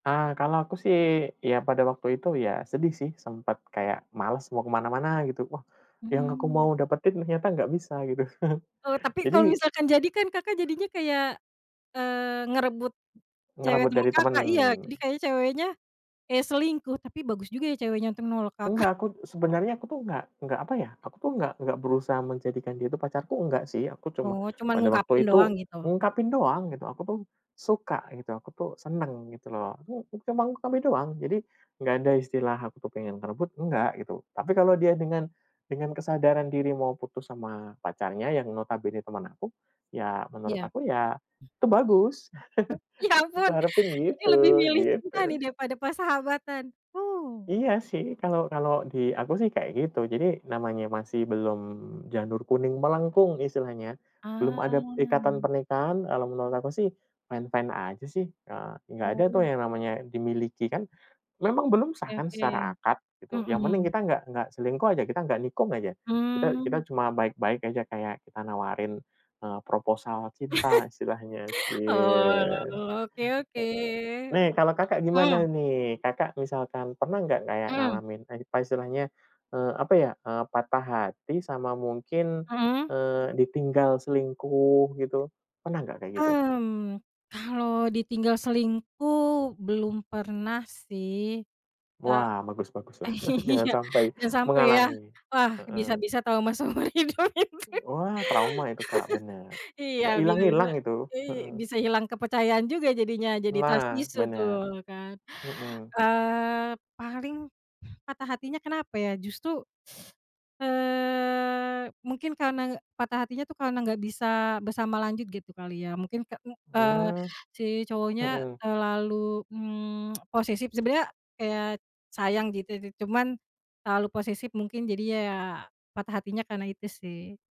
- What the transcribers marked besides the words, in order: chuckle; other background noise; laughing while speaking: "Kakak"; chuckle; drawn out: "Ah"; in English: "fine-fine"; laugh; tapping; laughing while speaking: "Iya"; laughing while speaking: "trauma seumur hidup itu"; chuckle; laugh; in English: "trust issue"; teeth sucking; tongue click
- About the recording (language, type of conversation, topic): Indonesian, unstructured, Bagaimana perasaanmu saat pertama kali mengalami patah hati?